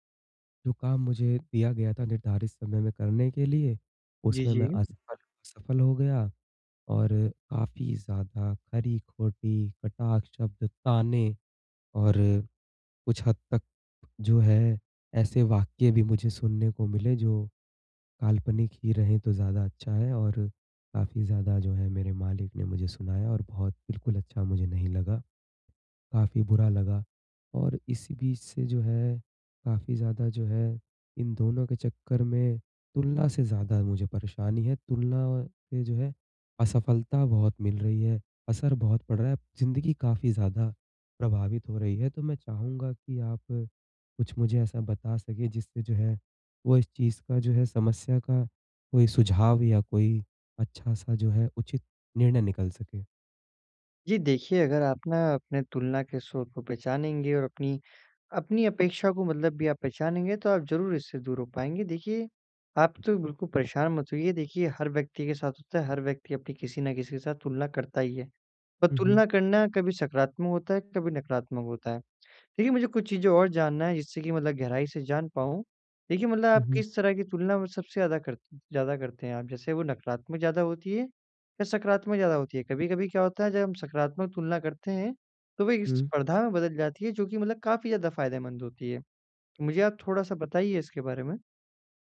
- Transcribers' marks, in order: none
- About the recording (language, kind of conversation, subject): Hindi, advice, तुलना और असफलता मेरे शौक और कोशिशों को कैसे प्रभावित करती हैं?